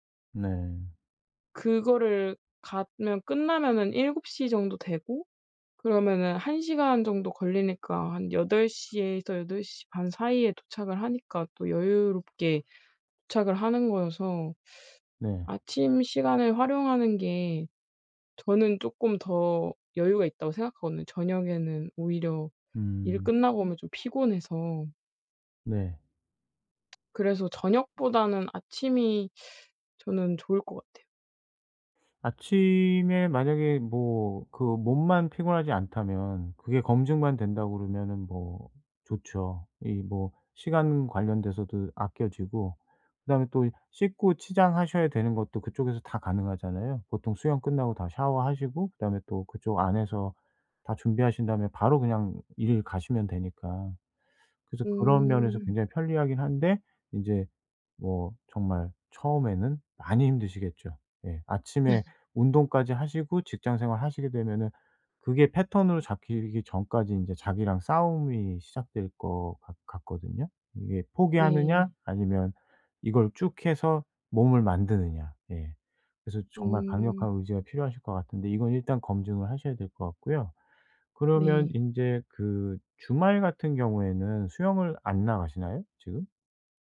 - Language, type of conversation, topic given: Korean, advice, 바쁜 일정 속에서 취미 시간을 어떻게 확보할 수 있을까요?
- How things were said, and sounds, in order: teeth sucking; tsk; other background noise; teeth sucking; laugh